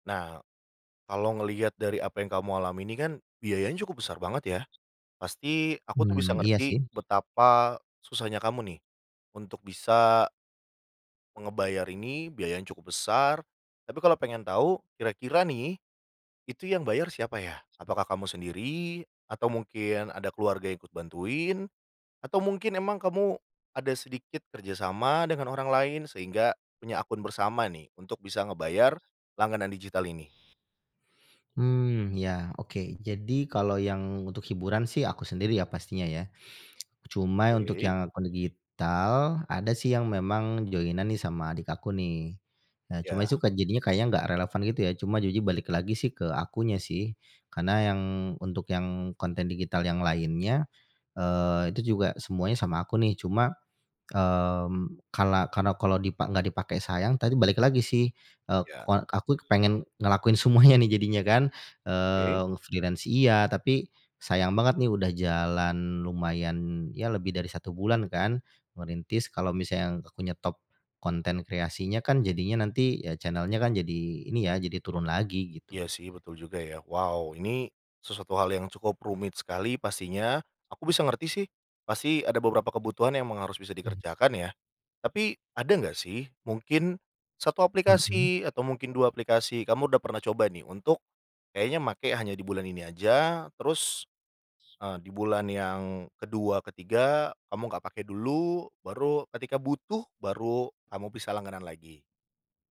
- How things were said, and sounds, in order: other background noise; background speech; in English: "join-an"; in English: "freelance"; in English: "channel"
- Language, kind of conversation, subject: Indonesian, advice, Mengapa banyak langganan digital yang tidak terpakai masih tetap dikenai tagihan?